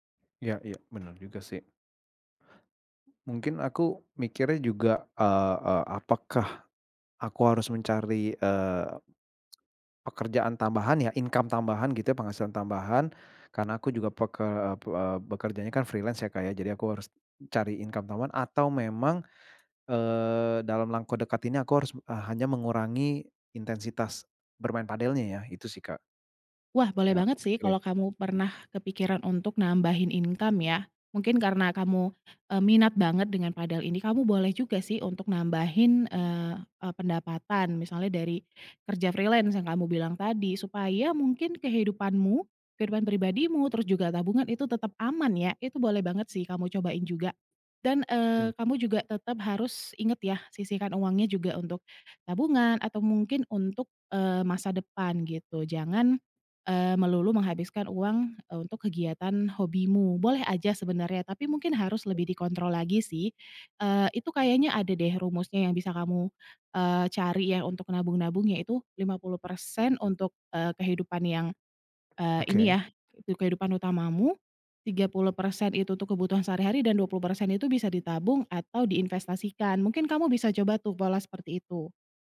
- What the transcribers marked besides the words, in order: other background noise; tsk; in English: "income"; in English: "freelance"; in English: "income"; in English: "income"; in English: "freelance"
- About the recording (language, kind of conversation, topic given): Indonesian, advice, Bagaimana cara menghadapi tekanan dari teman atau keluarga untuk mengikuti gaya hidup konsumtif?